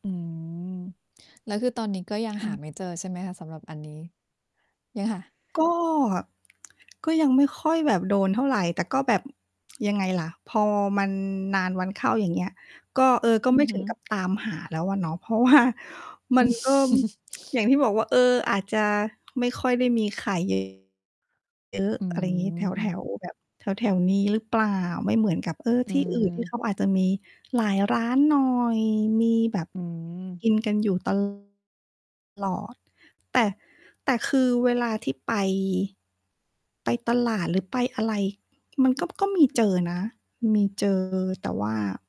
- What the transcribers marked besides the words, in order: distorted speech; other background noise; chuckle; laughing while speaking: "ว่า"; tsk; tapping; mechanical hum
- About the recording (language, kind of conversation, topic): Thai, unstructured, คุณรู้สึกอย่างไรกับอาหารที่เคยทำให้คุณมีความสุขแต่ตอนนี้หากินยาก?